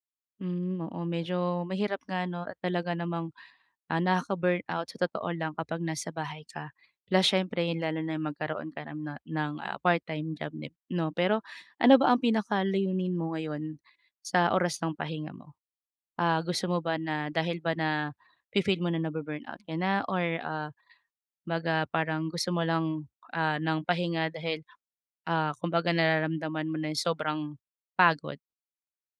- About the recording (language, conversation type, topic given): Filipino, advice, Paano ko mababalanse ang trabaho at oras ng pahinga?
- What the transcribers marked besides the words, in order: none